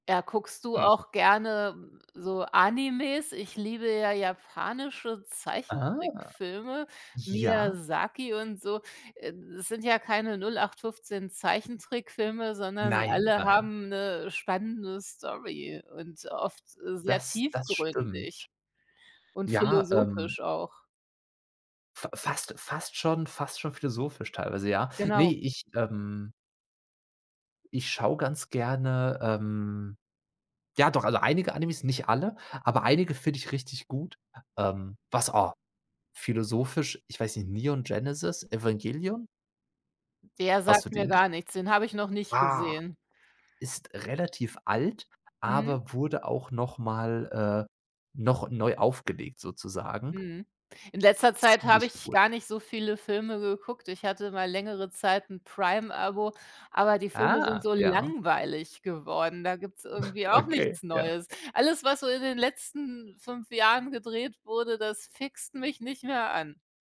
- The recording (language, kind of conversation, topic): German, unstructured, Was macht eine gute Filmgeschichte spannend?
- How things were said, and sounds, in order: other background noise; tapping; chuckle